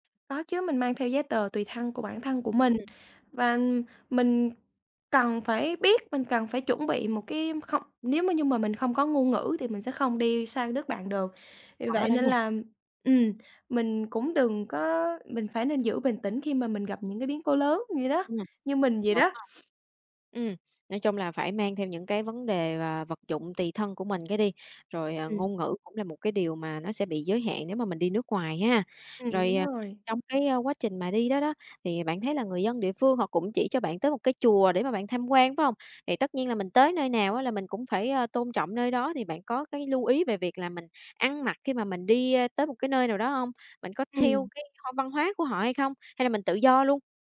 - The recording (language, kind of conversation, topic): Vietnamese, podcast, Bạn đã từng đi du lịch một mình chưa, và cảm giác của bạn khi đó ra sao?
- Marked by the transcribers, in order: tapping